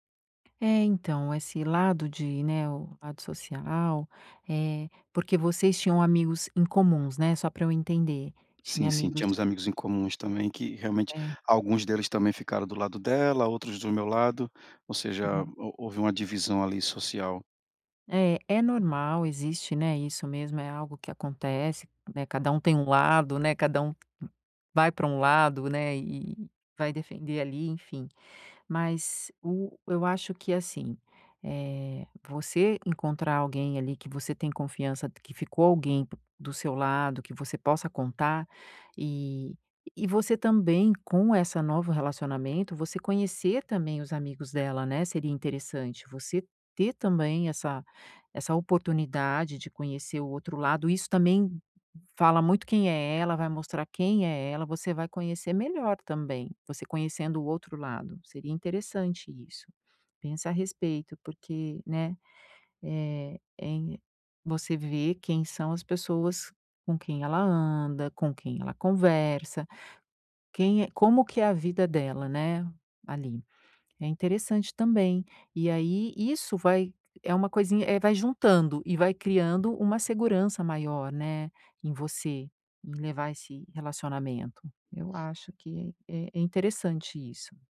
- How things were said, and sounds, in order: tapping
- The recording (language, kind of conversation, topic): Portuguese, advice, Como posso estabelecer limites saudáveis ao iniciar um novo relacionamento após um término?